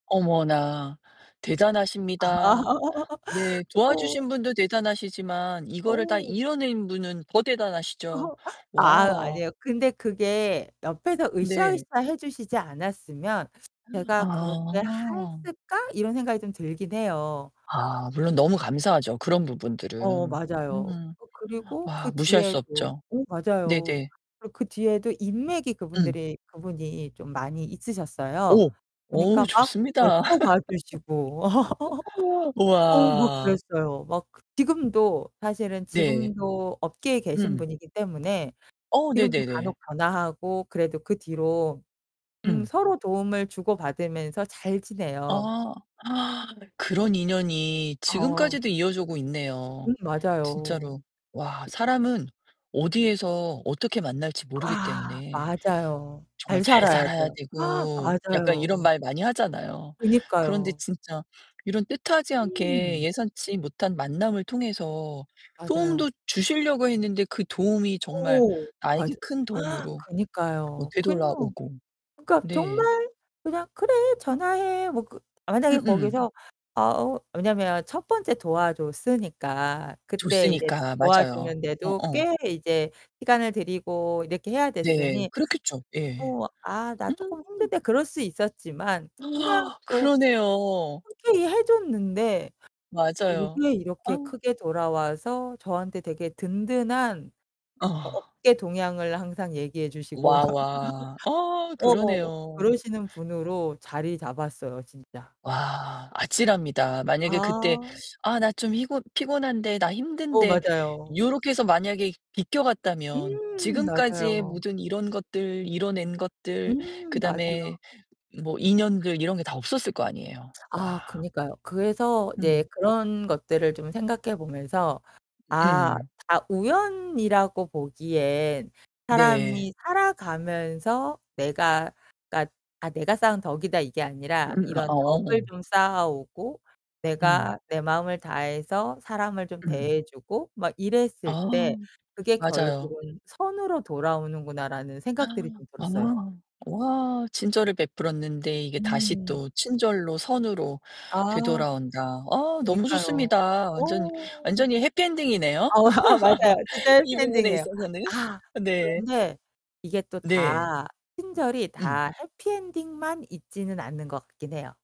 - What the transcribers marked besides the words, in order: tapping; laugh; distorted speech; laugh; other background noise; gasp; static; laugh; gasp; gasp; gasp; gasp; tsk; laugh; gasp; laughing while speaking: "어 아 맞아요. 진짜 해피 엔딩이에요"; laugh; laughing while speaking: "이 부분에 있어서는. 네"
- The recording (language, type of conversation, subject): Korean, podcast, 예상치 못한 만남이 인생을 바꾼 경험이 있으신가요?